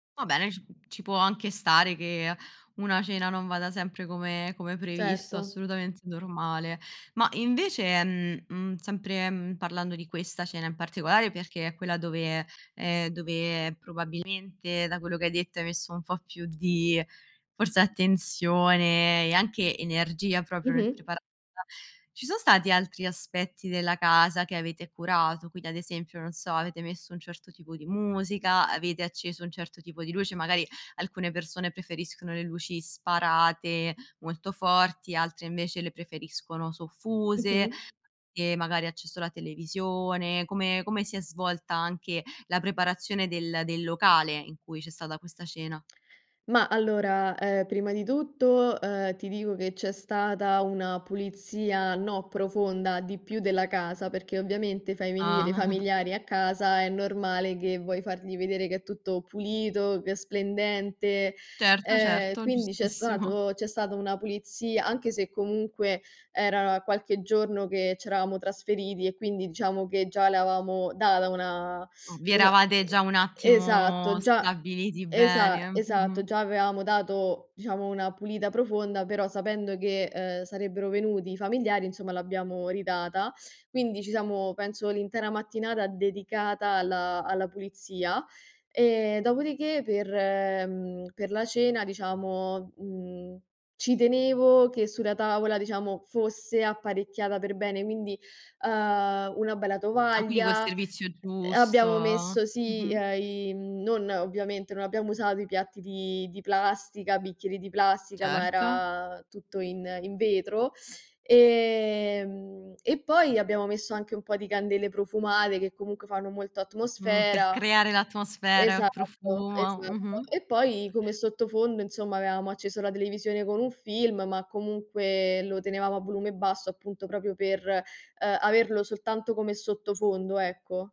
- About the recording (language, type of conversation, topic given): Italian, podcast, Come hai organizzato una cena per fare bella figura con i tuoi ospiti?
- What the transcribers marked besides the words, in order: drawn out: "ehm"; drawn out: "di"; drawn out: "attenzione"; unintelligible speech; chuckle; teeth sucking; drawn out: "attimo"; teeth sucking; tongue click; drawn out: "uhm"; other noise; drawn out: "giusto"; drawn out: "era"; teeth sucking; drawn out: "Ehm"